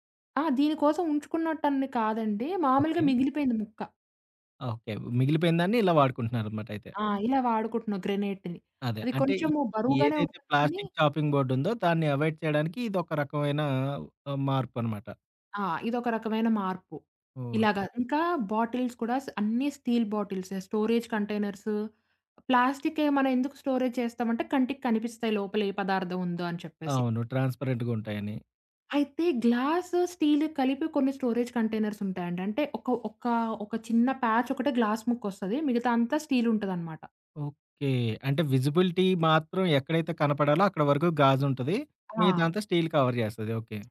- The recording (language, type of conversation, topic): Telugu, podcast, పర్యావరణ రక్షణలో సాధారణ వ్యక్తి ఏమేం చేయాలి?
- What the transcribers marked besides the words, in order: in English: "గ్రానైట్‌ని"; in English: "చాపింగ్ బోర్డ్"; in English: "అవాయిడ్"; in English: "బాటిల్స్"; in English: "స్టోరేజ్"; in English: "స్టోరేజ్"; in English: "ట్రాన్స్‌పరెంట్‌గా"; in English: "గ్లాస్"; in English: "స్టోరేజ్ కంటైనర్స్"; in English: "ప్యాచ్"; in English: "గ్లాస్"; in English: "విజిబిలిటీ"; in English: "కవర్"